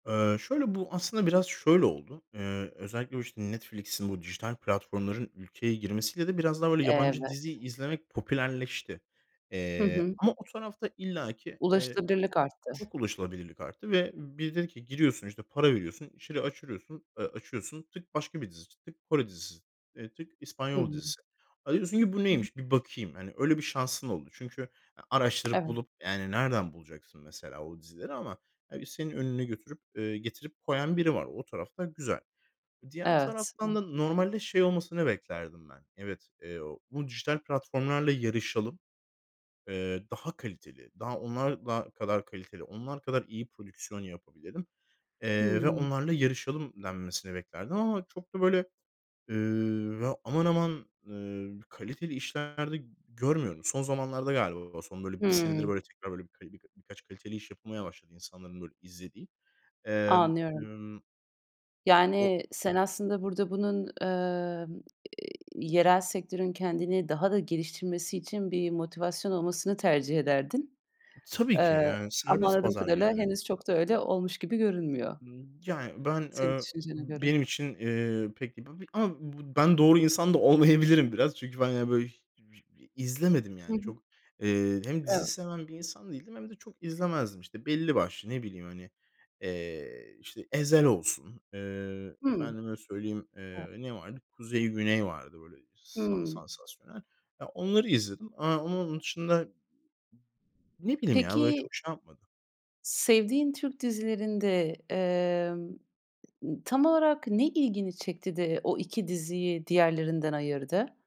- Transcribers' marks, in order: unintelligible speech; tapping; other background noise; laughing while speaking: "olmayabilirim biraz"
- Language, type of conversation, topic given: Turkish, podcast, Yabancı dizilerin popülerliği neden arttı ve sence bunu en çok ne etkiledi?